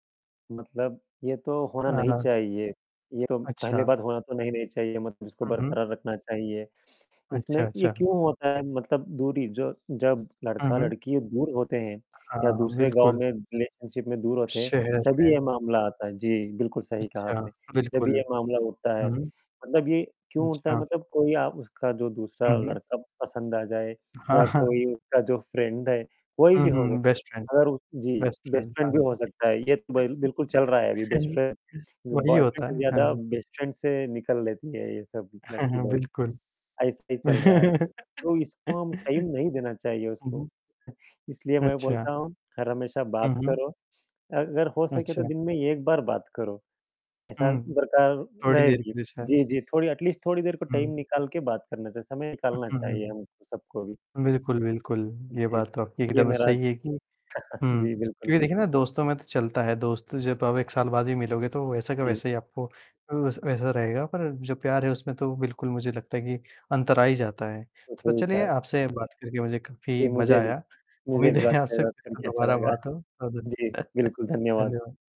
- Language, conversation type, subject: Hindi, unstructured, लंबे समय तक प्यार बनाए रखने का रहस्य क्या है?
- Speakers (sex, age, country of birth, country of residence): male, 20-24, India, India; male, 30-34, India, India
- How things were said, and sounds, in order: static; distorted speech; in English: "रिलेशनशिप"; laughing while speaking: "हाँ"; in English: "फ्रेंड"; in English: "बेस्ट फ्रेंड"; in English: "बेस्ट फ्रेंड, बेस्ट फ्रेंड"; chuckle; in English: "बेस्ट फ्रेंड, बॉयफ्रेंड"; in English: "बेस्ट फ्रेंड"; chuckle; chuckle; in English: "टाइम"; chuckle; in English: "अटलीस्ट"; in English: "टाइम"; tapping; chuckle; unintelligible speech; laughing while speaking: "उम्मीद है"; chuckle; unintelligible speech; chuckle